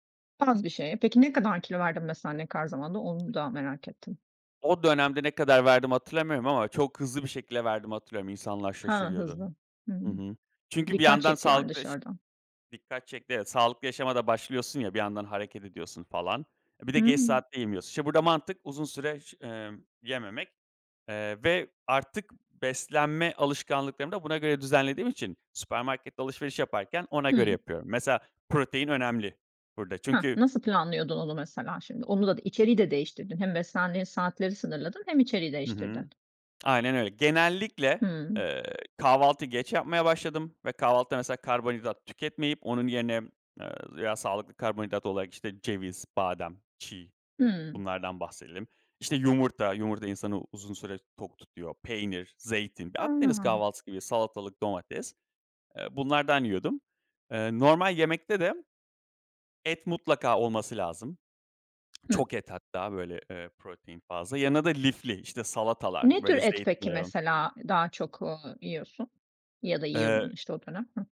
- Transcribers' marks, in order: tapping; other background noise
- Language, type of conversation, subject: Turkish, podcast, Yemek planlarını nasıl yapıyorsun, pratik bir yöntemin var mı?